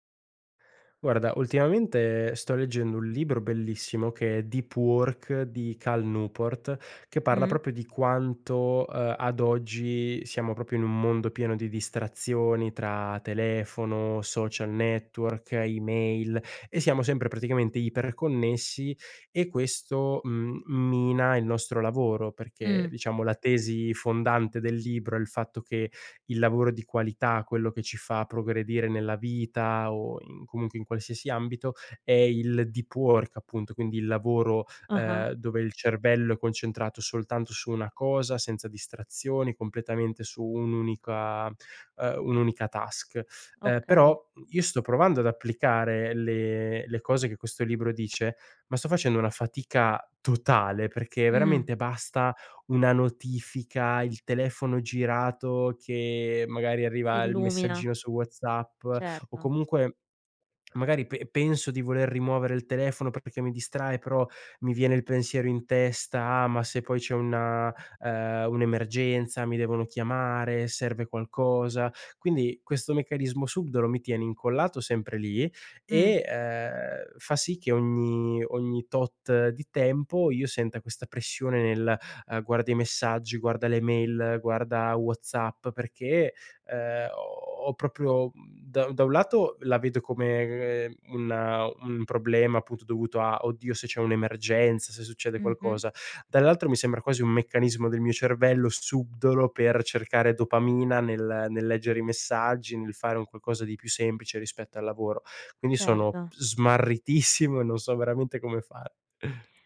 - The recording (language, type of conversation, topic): Italian, advice, In che modo il multitasking continuo ha ridotto la qualità e la produttività del tuo lavoro profondo?
- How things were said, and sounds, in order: "proprio" said as "propio"; in English: "deep work"; in English: "task"; swallow; laughing while speaking: "smarritissimo"; chuckle